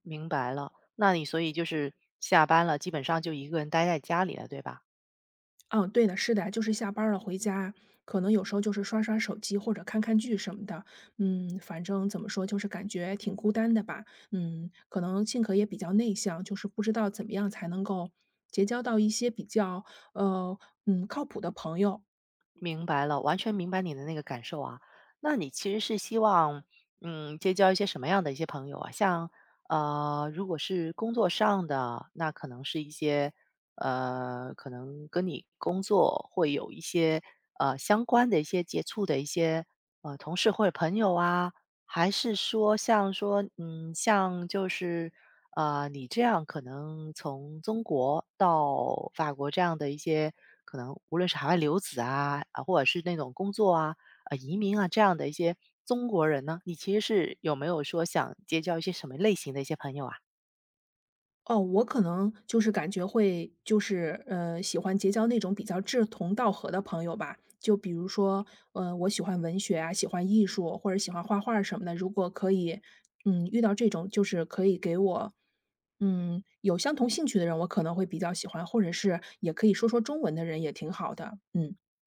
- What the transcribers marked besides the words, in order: "中" said as "宗"; "中" said as "宗"
- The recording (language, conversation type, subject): Chinese, advice, 搬到新城市后感到孤单，应该怎么结交朋友？